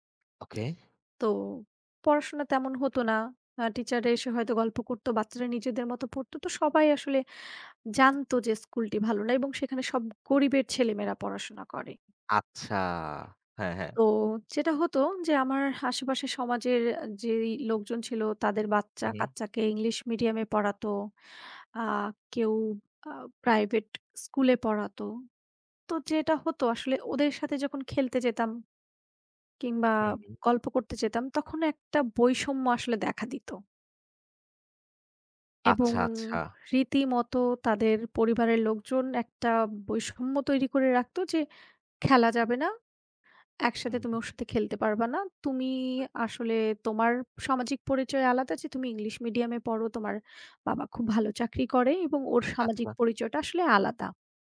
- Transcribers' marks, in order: other background noise; tapping
- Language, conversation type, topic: Bengali, unstructured, আপনি কি মনে করেন সমাজ মানুষকে নিজের পরিচয় প্রকাশ করতে বাধা দেয়, এবং কেন?